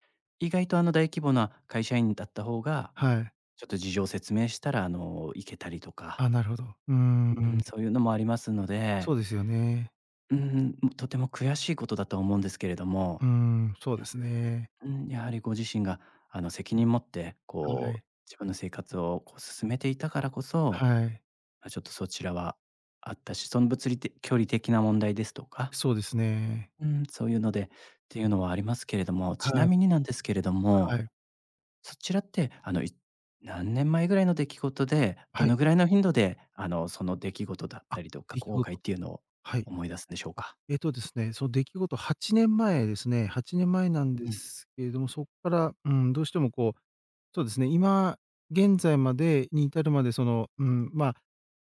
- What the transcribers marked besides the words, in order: none
- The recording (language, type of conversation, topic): Japanese, advice, 過去の出来事を何度も思い出して落ち込んでしまうのは、どうしたらよいですか？